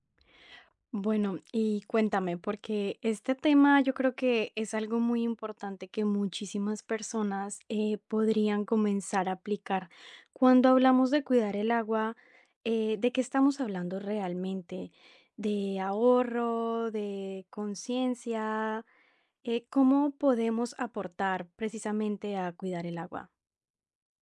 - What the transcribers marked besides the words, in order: tapping
- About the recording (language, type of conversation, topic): Spanish, podcast, ¿Cómo motivarías a la gente a cuidar el agua?